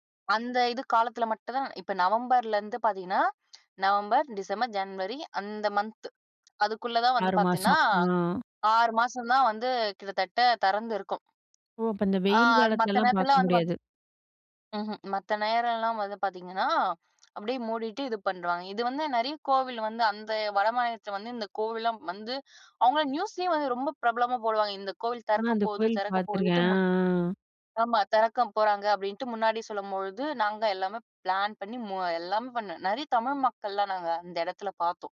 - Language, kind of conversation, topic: Tamil, podcast, உங்களுக்கு மலை பிடிக்குமா, கடல் பிடிக்குமா, ஏன்?
- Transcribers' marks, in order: in English: "மன்த்"; in English: "நியூஸ்லேயும்"; in English: "பிளான்"